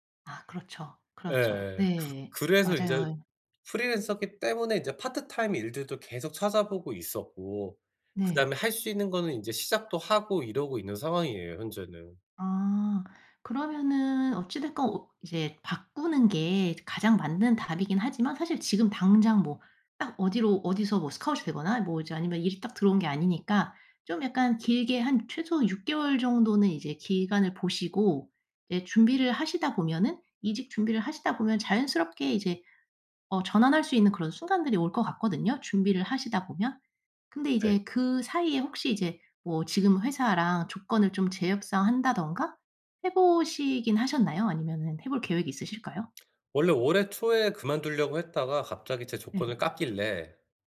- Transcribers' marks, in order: in English: "파트타임"
- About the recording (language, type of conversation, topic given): Korean, advice, 언제 직업을 바꾸는 것이 적기인지 어떻게 판단해야 하나요?
- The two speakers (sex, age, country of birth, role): female, 35-39, South Korea, advisor; male, 40-44, South Korea, user